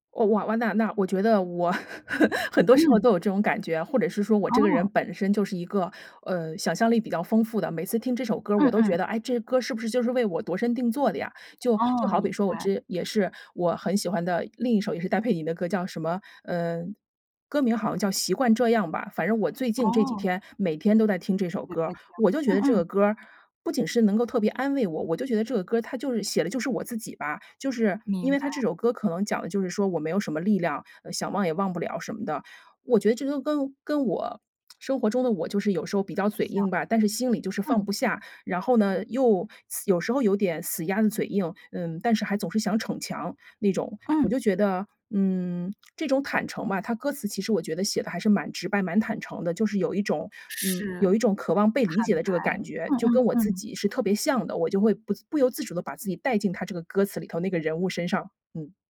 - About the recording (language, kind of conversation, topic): Chinese, podcast, 失恋后你会把歌单彻底换掉吗？
- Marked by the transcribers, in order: laugh; unintelligible speech